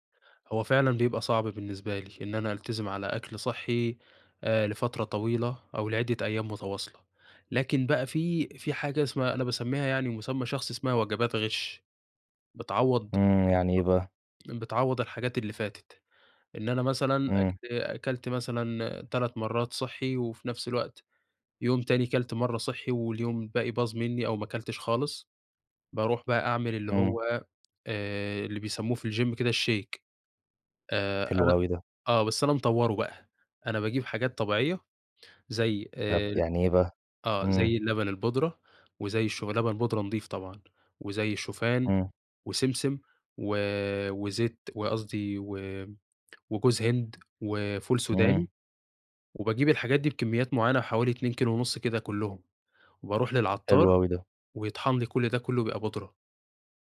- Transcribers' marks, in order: tapping; in English: "الGym"; in English: "الShake"
- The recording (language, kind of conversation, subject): Arabic, podcast, إزاي تحافظ على أكل صحي بميزانية بسيطة؟